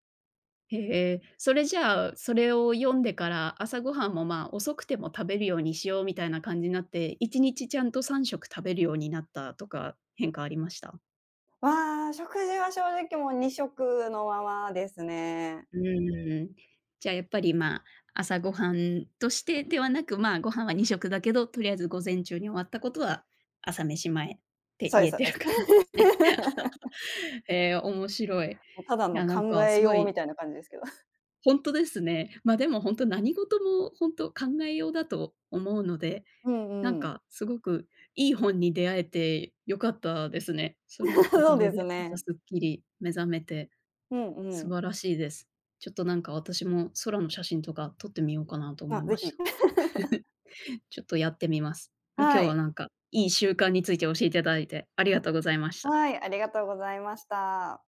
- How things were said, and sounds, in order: laughing while speaking: "言えてる感じですね"; laugh; chuckle; laugh; laugh
- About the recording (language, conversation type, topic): Japanese, podcast, 朝の習慣で調子が良くなると感じることはありますか？